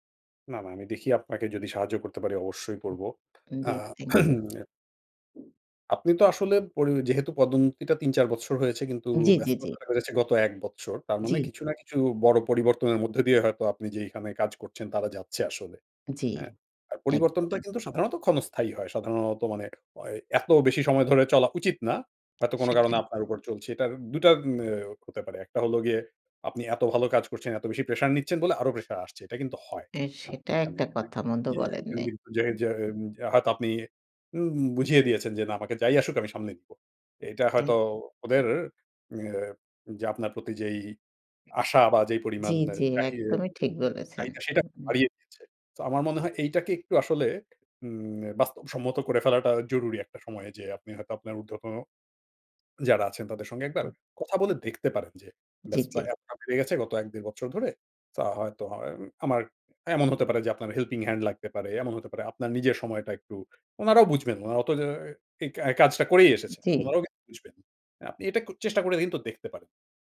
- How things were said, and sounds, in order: other background noise; throat clearing; tapping; unintelligible speech
- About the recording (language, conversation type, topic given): Bengali, advice, নতুন শিশু বা বড় দায়িত্বের কারণে আপনার আগের রুটিন ভেঙে পড়লে আপনি কীভাবে সামলাচ্ছেন?